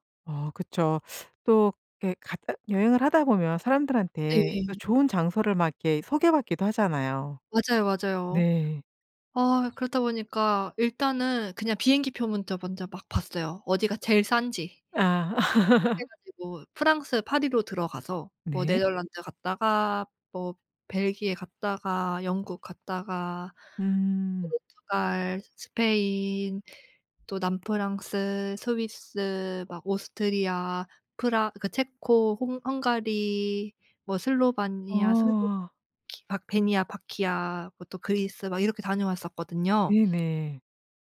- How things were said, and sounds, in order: laugh; tapping
- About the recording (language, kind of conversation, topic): Korean, podcast, 여행 중 우연히 발견한 숨은 명소에 대해 들려주실 수 있나요?